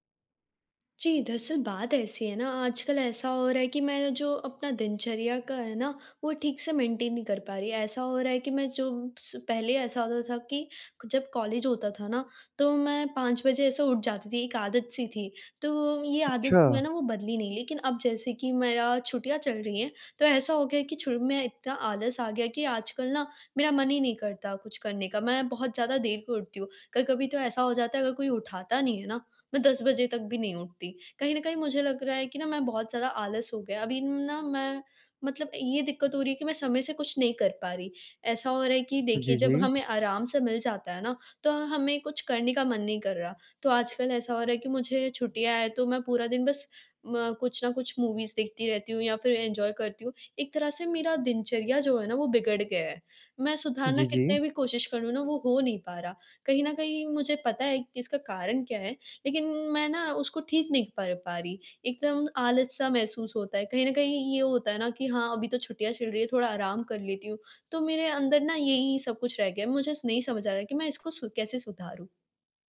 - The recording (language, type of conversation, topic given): Hindi, advice, मैं अपनी दिनचर्या में निरंतरता कैसे बनाए रख सकता/सकती हूँ?
- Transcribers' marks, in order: in English: "मेंटेन"; in English: "मूवीज़"; in English: "एन्जॉय"